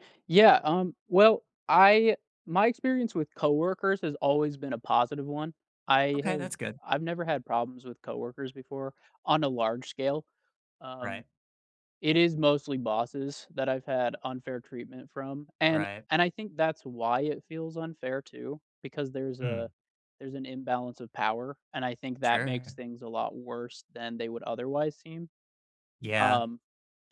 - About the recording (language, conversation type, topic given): English, unstructured, What has your experience been with unfair treatment at work?
- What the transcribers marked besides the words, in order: none